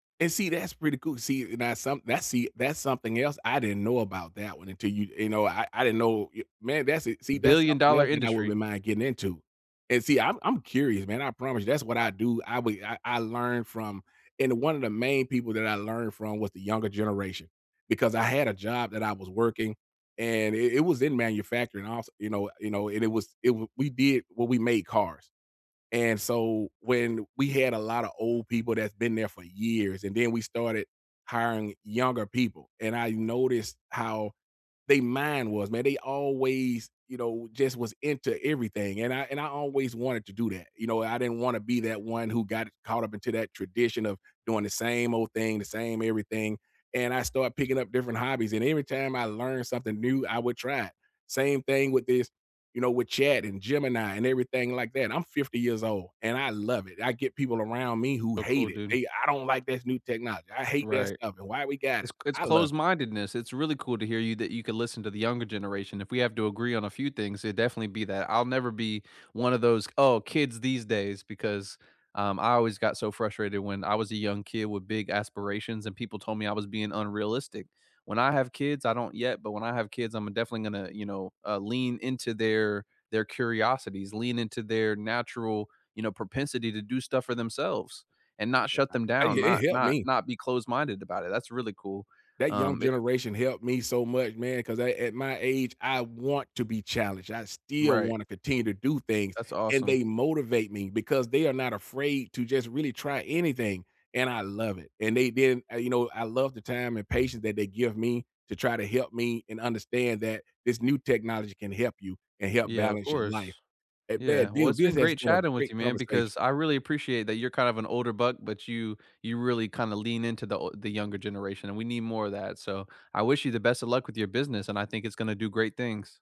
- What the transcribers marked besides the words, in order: other background noise; unintelligible speech; stressed: "still"; tapping; unintelligible speech
- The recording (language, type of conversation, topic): English, unstructured, Should you stick with a hobby you’ve just picked up, or try one you’re curious about next?
- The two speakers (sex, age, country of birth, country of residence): male, 50-54, United States, United States; male, 60-64, United States, United States